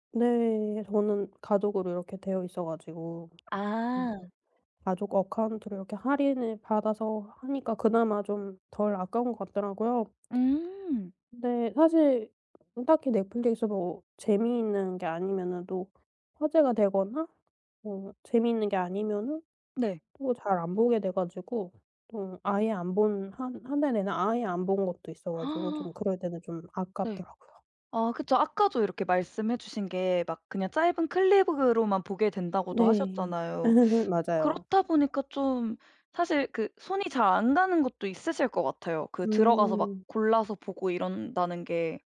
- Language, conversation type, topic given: Korean, podcast, OTT 플랫폼 간 경쟁이 콘텐츠에 어떤 영향을 미쳤나요?
- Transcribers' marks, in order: other background noise; in English: "어카운트로"; tapping; gasp; laugh